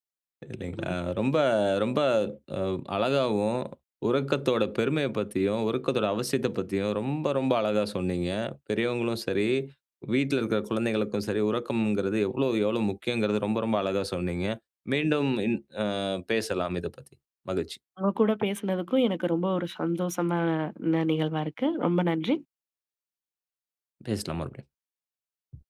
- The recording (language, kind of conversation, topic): Tamil, podcast, மிதமான உறக்கம் உங்கள் நாளை எப்படி பாதிக்கிறது என்று நீங்கள் நினைக்கிறீர்களா?
- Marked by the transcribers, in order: other background noise; other noise